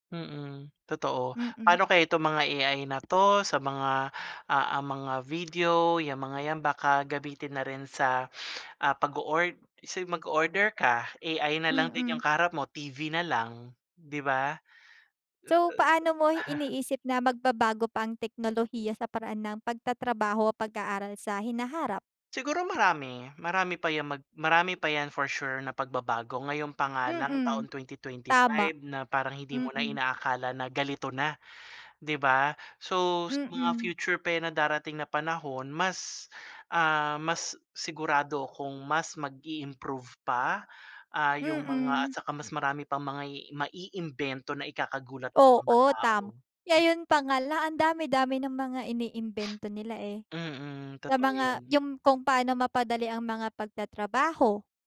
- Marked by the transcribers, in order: tapping; chuckle; other background noise
- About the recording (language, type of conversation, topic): Filipino, unstructured, Paano nakakaapekto ang teknolohiya sa iyong trabaho o pag-aaral?